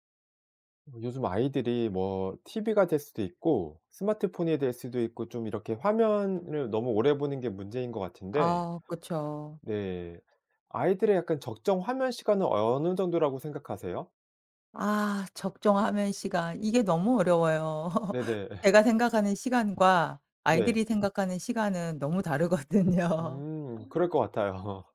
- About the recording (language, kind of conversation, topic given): Korean, podcast, 아이들의 화면 시간을 어떻게 관리하시나요?
- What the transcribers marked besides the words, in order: laugh; tapping; laughing while speaking: "다르거든요"; laughing while speaking: "같아요"